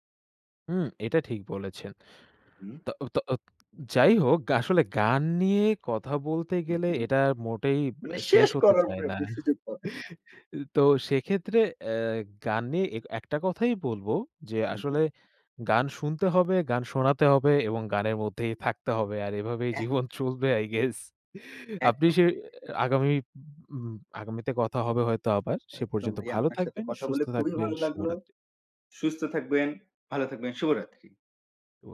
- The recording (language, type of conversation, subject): Bengali, unstructured, সঙ্গীত আপনার জীবনে কী ধরনের প্রভাব ফেলেছে?
- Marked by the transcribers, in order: tapping; chuckle; laughing while speaking: "এভাবেই জীবন চলবে আই গেস"